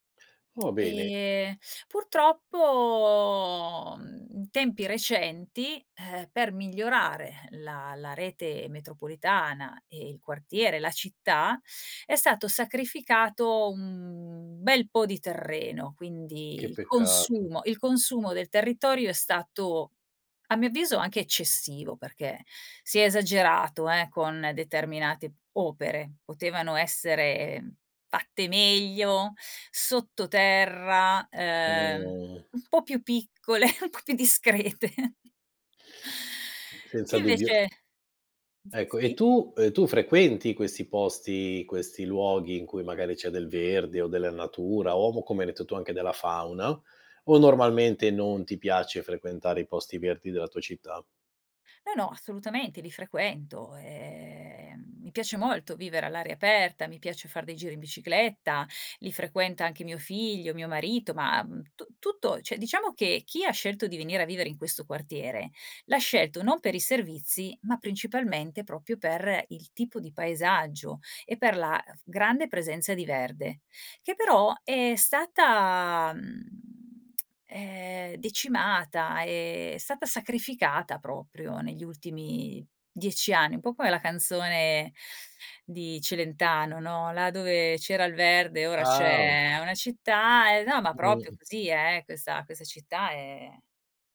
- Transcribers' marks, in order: laughing while speaking: "più piccole, un po' più discrete"; other background noise; "cioè" said as "ceh"; "proprio" said as "propio"
- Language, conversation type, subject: Italian, podcast, Quali iniziative locali aiutano a proteggere il verde in città?